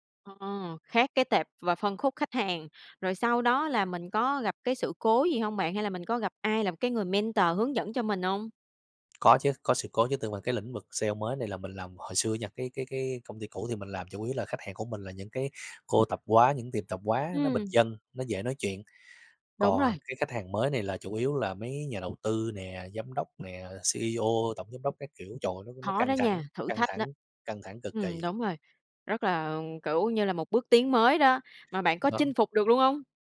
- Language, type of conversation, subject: Vietnamese, podcast, Con đường sự nghiệp của bạn từ trước đến nay đã diễn ra như thế nào?
- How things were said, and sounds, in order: in English: "mentor"